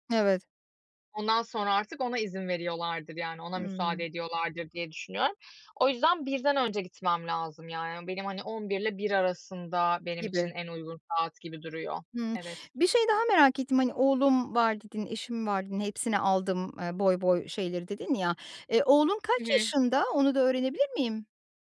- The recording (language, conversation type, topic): Turkish, advice, İş ve sorumluluklar arasında zaman bulamadığım için hobilerimi ihmal ediyorum; hobilerime düzenli olarak nasıl zaman ayırabilirim?
- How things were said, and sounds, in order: other background noise